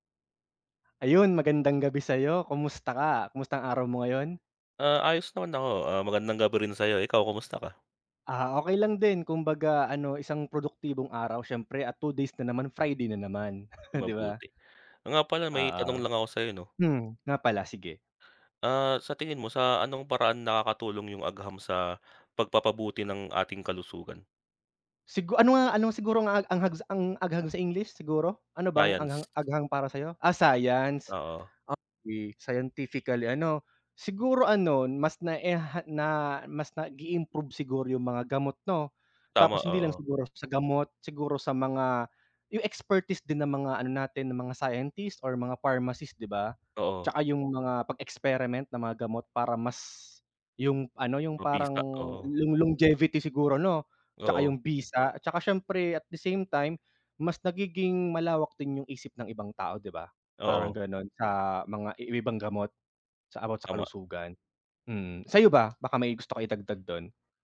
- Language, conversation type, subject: Filipino, unstructured, Sa anong mga paraan nakakatulong ang agham sa pagpapabuti ng ating kalusugan?
- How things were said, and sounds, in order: chuckle; tapping